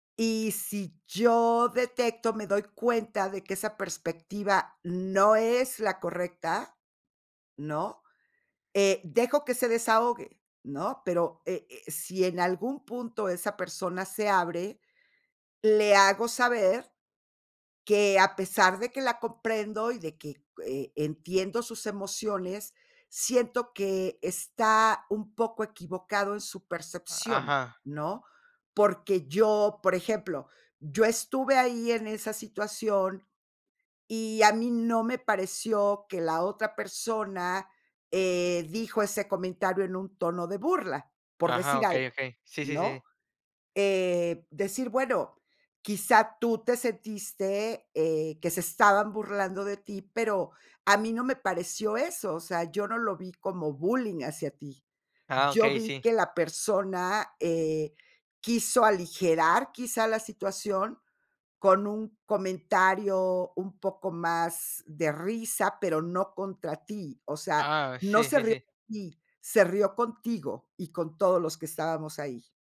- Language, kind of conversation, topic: Spanish, podcast, ¿Qué haces para que alguien se sienta entendido?
- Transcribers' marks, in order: none